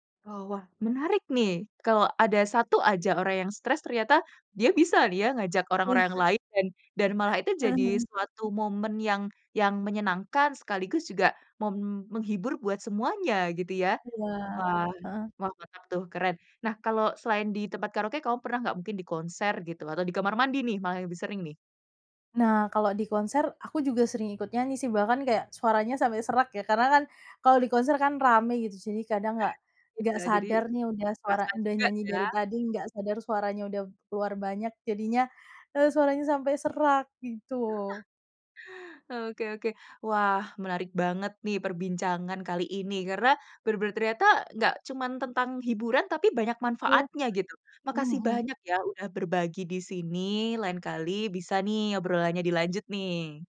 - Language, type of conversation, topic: Indonesian, podcast, Lagu apa yang selalu kamu nyanyikan saat karaoke?
- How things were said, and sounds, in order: other background noise; chuckle; laugh